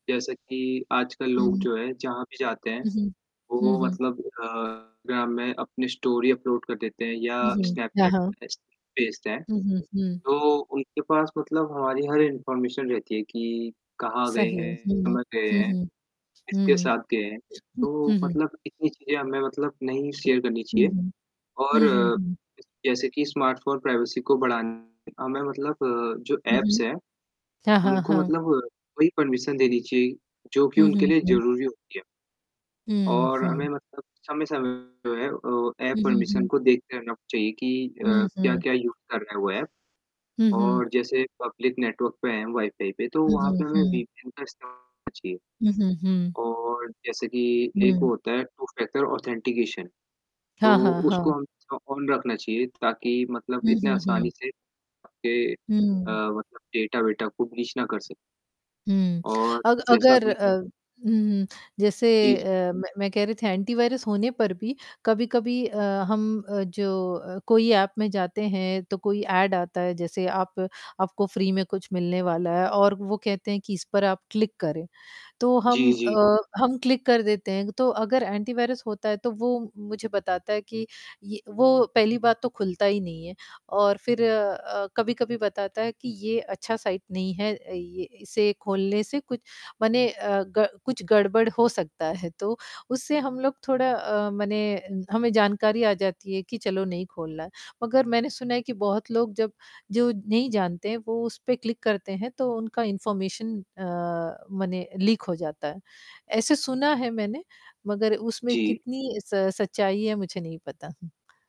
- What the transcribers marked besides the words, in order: static; distorted speech; in English: "स्टोरी अपलोड"; in English: "इन्फॉर्मेशन"; other background noise; in English: "शेयर"; in English: "स्मार्टफोन प्राइवेसी"; in English: "ऐप्स"; in English: "परमिशन"; in English: "ऐप परमिशन"; in English: "यूज़"; in English: "ऐप"; in English: "पब्लिक नेटवर्क"; unintelligible speech; in English: "टू फैक्टर ऑथेंटिकेशन"; in English: "ऑन"; in English: "डेटा"; in English: "ब्रीच"; tapping; in English: "एंटीवायरस"; in English: "ऐप"; in English: "ऐड"; in English: "फ्री"; in English: "क्लिक"; in English: "क्लिक"; in English: "एंटीवायरस"; in English: "साइट"; in English: "क्लिक"; in English: "इन्फॉर्मेशन"; in English: "लीक"
- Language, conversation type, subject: Hindi, unstructured, आपका स्मार्टफोन आपकी गोपनीयता को कैसे प्रभावित करता है?
- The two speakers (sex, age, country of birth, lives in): female, 40-44, India, United States; male, 18-19, India, India